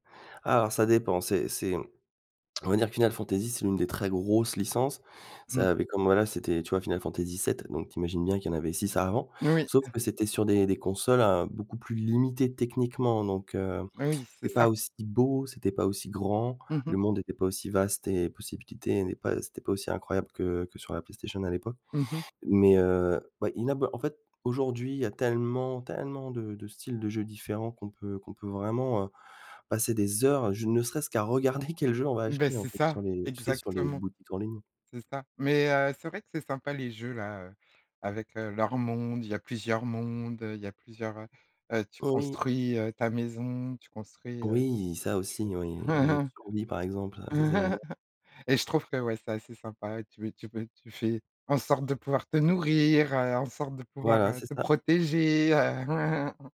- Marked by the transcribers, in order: laugh; laugh
- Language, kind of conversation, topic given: French, podcast, Quelle activité te fait perdre la notion du temps ?